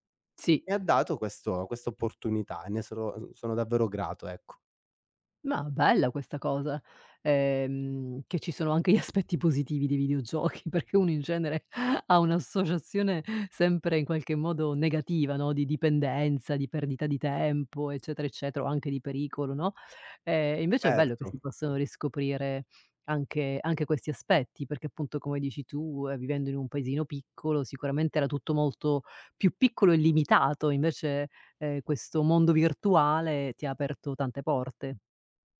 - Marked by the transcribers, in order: tapping; laughing while speaking: "gli aspetti"; laughing while speaking: "videogiochi"; chuckle
- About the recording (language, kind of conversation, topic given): Italian, podcast, In che occasione una persona sconosciuta ti ha aiutato?